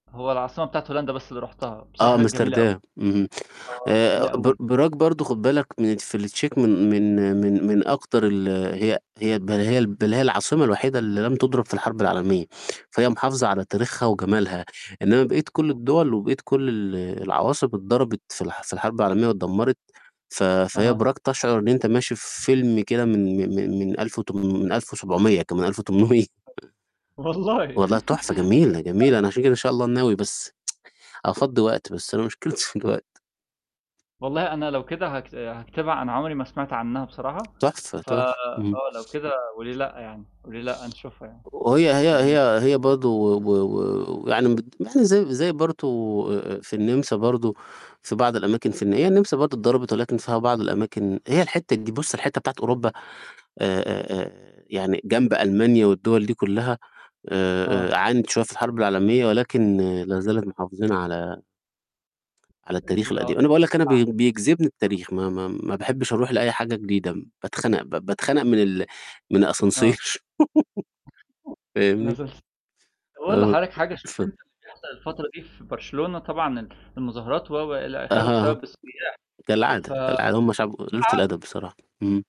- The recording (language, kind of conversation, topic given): Arabic, unstructured, إيه أحلى ذكرى عندك من رحلة سافرت فيها قبل كده؟
- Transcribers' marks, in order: mechanical hum; tapping; unintelligible speech; unintelligible speech; chuckle; laughing while speaking: "والله"; chuckle; unintelligible speech; tsk; "برضه" said as "برته"; unintelligible speech; static; unintelligible speech; in French: "الأسانسير"; distorted speech; laugh; other noise; unintelligible speech